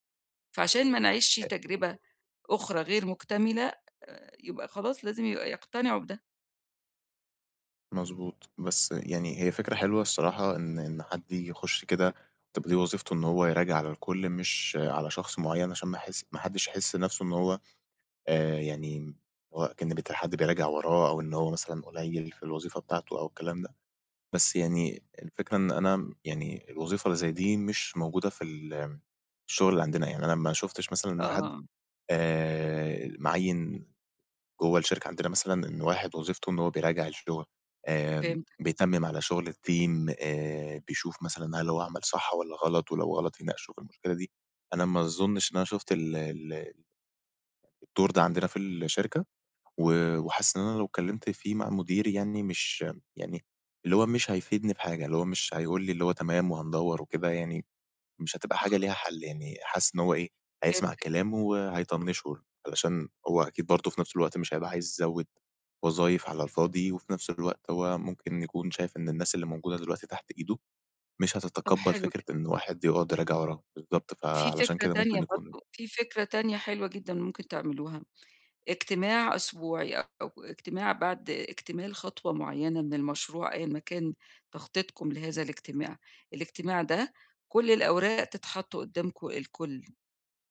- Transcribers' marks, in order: unintelligible speech; in English: "الteam"; tapping; other background noise
- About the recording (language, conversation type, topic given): Arabic, advice, إزاي أقدر أستعيد ثقتي في نفسي بعد ما فشلت في شغل أو مشروع؟